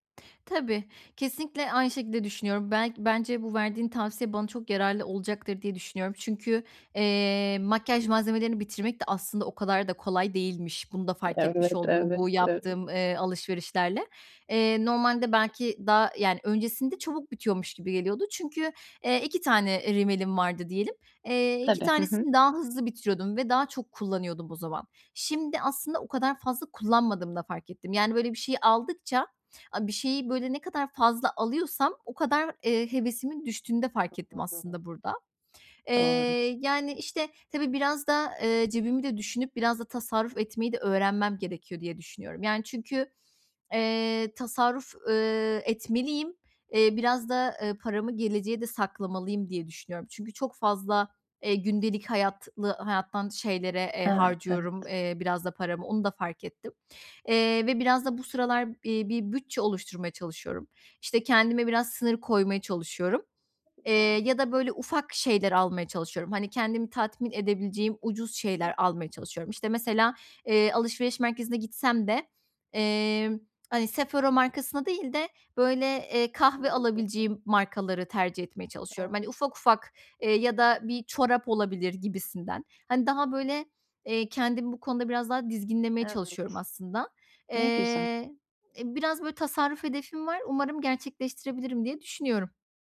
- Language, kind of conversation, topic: Turkish, advice, Anlık satın alma dürtülerimi nasıl daha iyi kontrol edip tasarruf edebilirim?
- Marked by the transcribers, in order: unintelligible speech; tsk; unintelligible speech